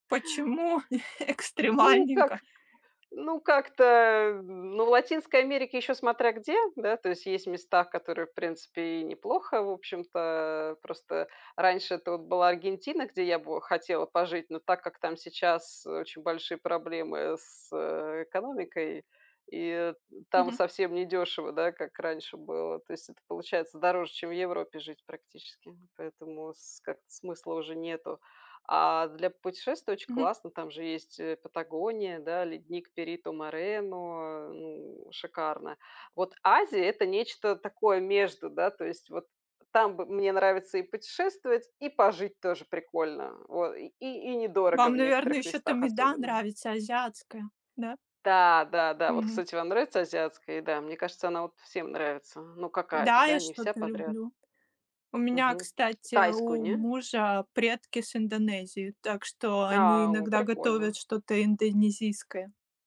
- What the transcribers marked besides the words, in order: tapping
- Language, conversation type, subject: Russian, unstructured, Какие моменты в путешествиях делают тебя счастливым?